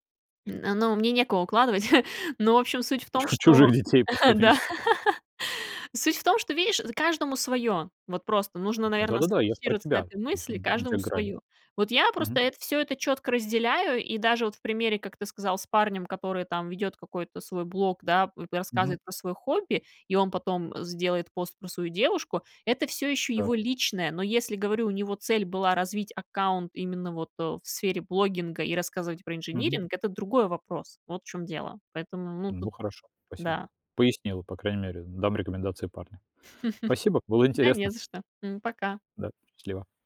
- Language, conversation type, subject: Russian, podcast, Какие границы ты устанавливаешь между личным и публичным?
- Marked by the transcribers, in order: chuckle; laughing while speaking: "после месяца"; laugh; chuckle; chuckle